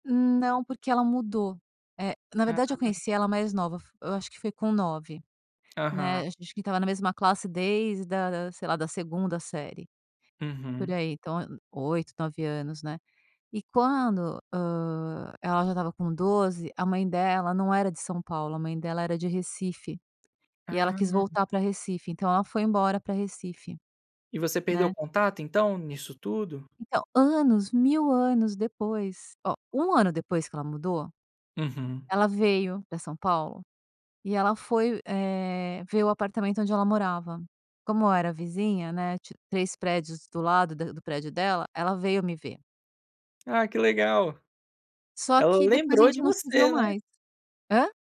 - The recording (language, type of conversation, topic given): Portuguese, podcast, O que é essencial, para você, em uma parceria a dois?
- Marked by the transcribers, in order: tapping; other background noise